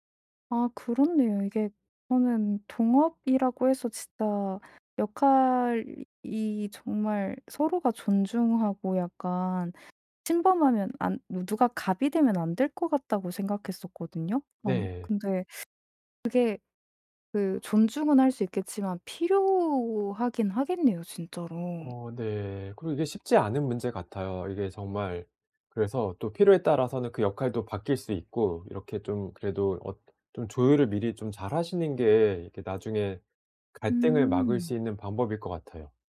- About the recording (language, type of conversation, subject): Korean, advice, 초보 창업자가 스타트업에서 팀을 만들고 팀원들을 효과적으로 관리하려면 어디서부터 시작해야 하나요?
- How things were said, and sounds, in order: tapping